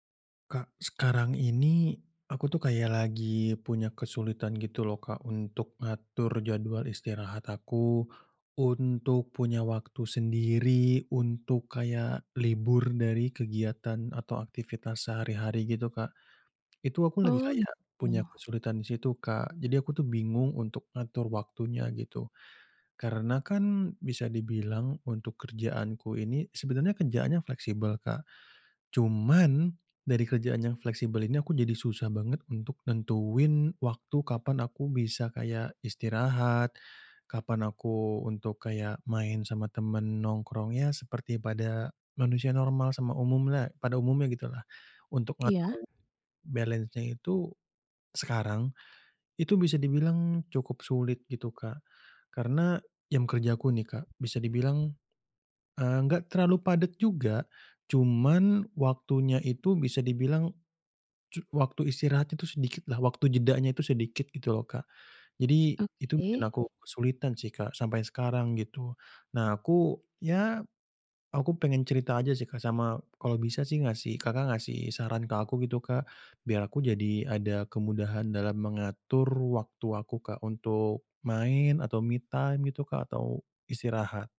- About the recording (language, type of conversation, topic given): Indonesian, advice, Bagaimana saya bisa mengatur waktu istirahat atau me-time saat jadwal saya sangat padat?
- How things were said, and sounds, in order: in English: "balance-nya"; in English: "me time"